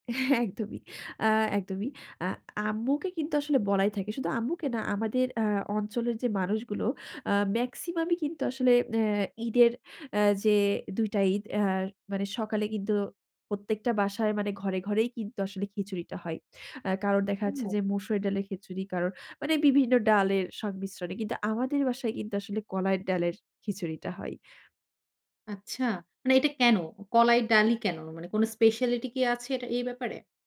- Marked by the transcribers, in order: laughing while speaking: "হ্যাঁ, একদমই"
- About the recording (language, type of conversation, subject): Bengali, podcast, বড়দিনে বা অন্য কোনো উৎসবে কোন খাবারটি না থাকলে আপনার উৎসবটা অসম্পূর্ণ লাগে?